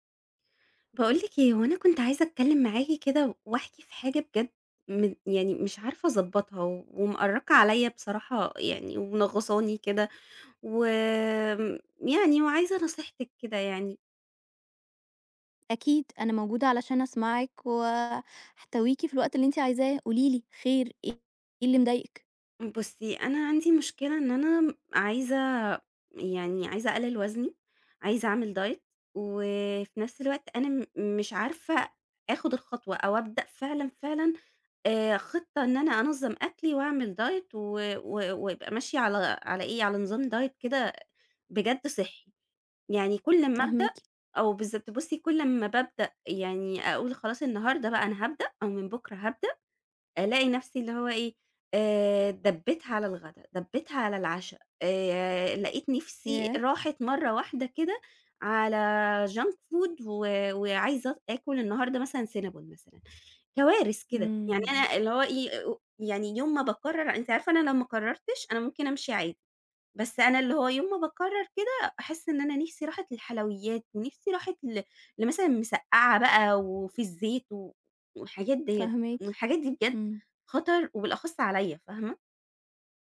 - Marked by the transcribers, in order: tapping; in English: "diet"; in English: "diet"; in English: "diet"; in English: "junk food"; in English: "سينابون"; other noise
- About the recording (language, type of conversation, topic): Arabic, advice, إزاي أبدأ خطة أكل صحية عشان أخس؟